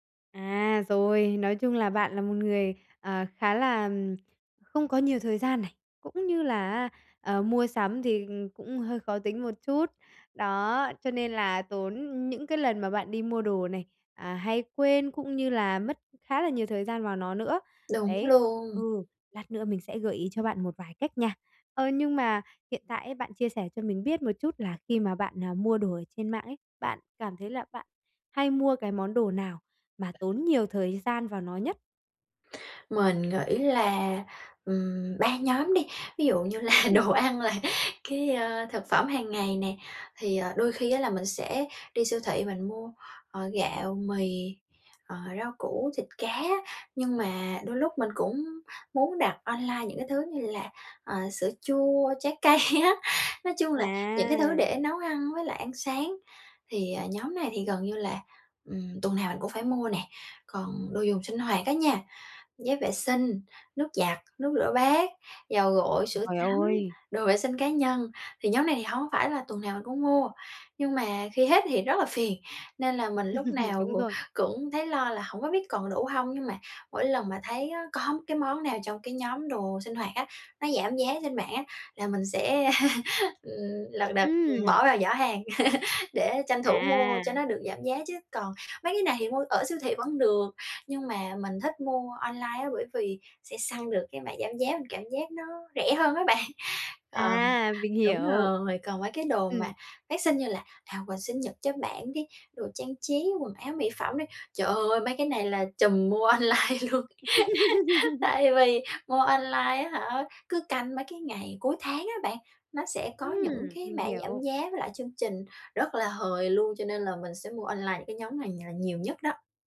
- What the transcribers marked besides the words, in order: tapping; other background noise; laughing while speaking: "là đồ ăn là"; laughing while speaking: "cây á"; laugh; laugh; laughing while speaking: "bạn"; laughing while speaking: "online luôn. Tại vì"; laugh
- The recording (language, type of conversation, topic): Vietnamese, advice, Làm sao mua sắm nhanh chóng và tiện lợi khi tôi rất bận?